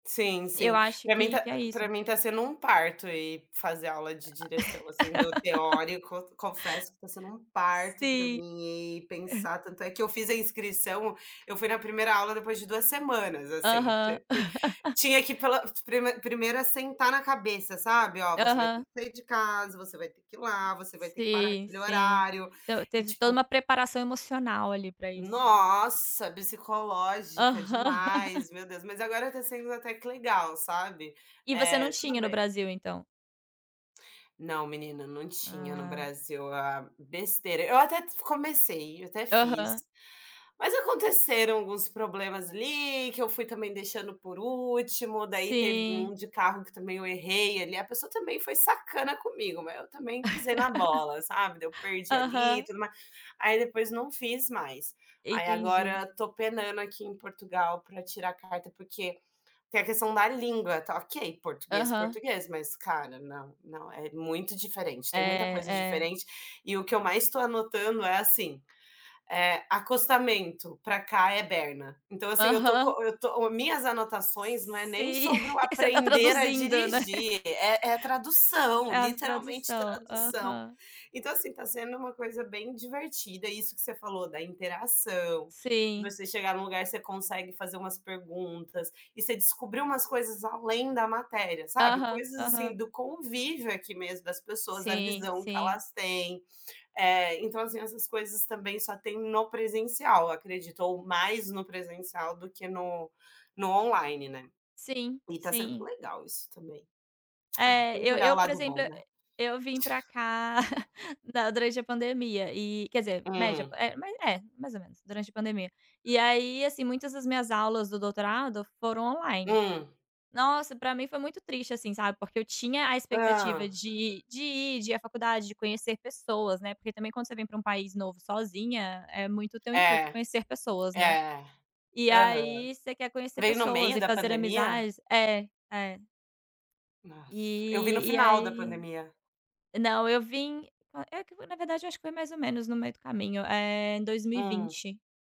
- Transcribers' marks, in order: laugh; chuckle; chuckle; tapping; stressed: "Nossa"; chuckle; chuckle; chuckle; tongue click; laughing while speaking: "pra cá"; other background noise; chuckle
- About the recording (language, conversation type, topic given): Portuguese, unstructured, Estudar de forma presencial ou online: qual é mais eficaz?